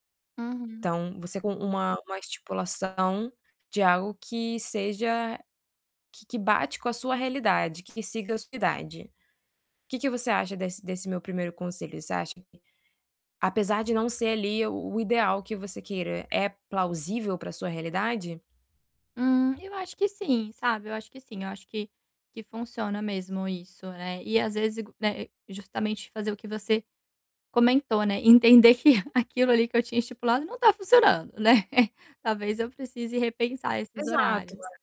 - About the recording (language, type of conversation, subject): Portuguese, advice, Como posso organizar melhor meu tempo e minhas prioridades diárias?
- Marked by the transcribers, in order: distorted speech; tapping; static; chuckle; chuckle